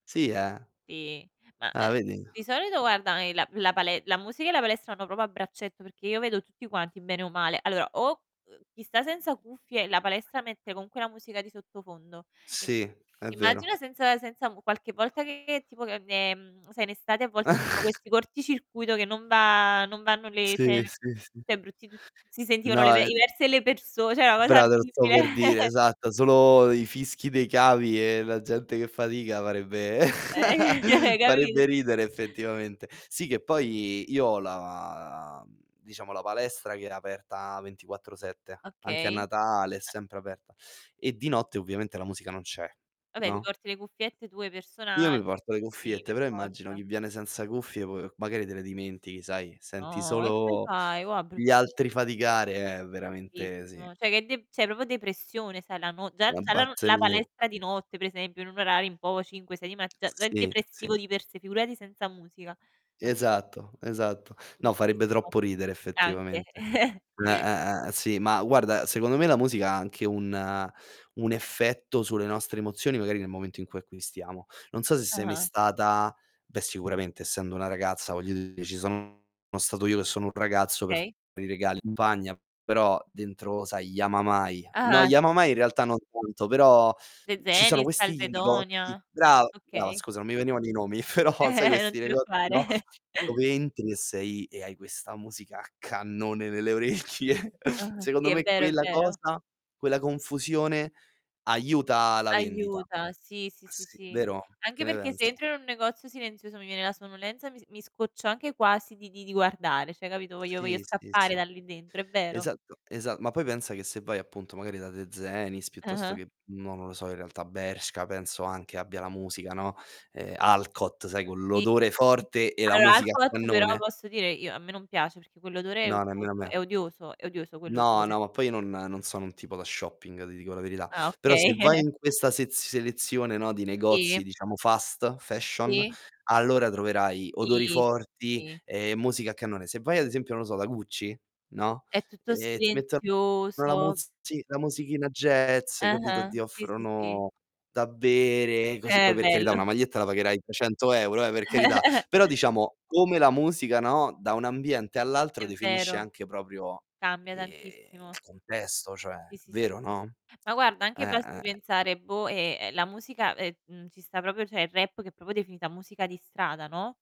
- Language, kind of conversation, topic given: Italian, unstructured, Come pensi che la musica influenzi il nostro umore di tutti i giorni?
- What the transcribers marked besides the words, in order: "proprio" said as "propo"; other background noise; static; distorted speech; chuckle; "cioè" said as "ceh"; "cioè" said as "ceh"; "cioè" said as "ceh"; chuckle; laugh; laughing while speaking: "eh, eh, capito"; drawn out: "la"; unintelligible speech; drawn out: "No"; "faticare" said as "fatigare"; "Cioè" said as "ceh"; "cioè" said as "ceh"; "proprio" said as "propio"; tapping; chuckle; unintelligible speech; chuckle; laughing while speaking: "preoccupare"; laughing while speaking: "però"; laughing while speaking: "orecchie"; "cioè" said as "ceh"; chuckle; in English: "fast fashion"; chuckle; "proprio" said as "propio"; "cioè" said as "ceh"; "proprio" said as "propo"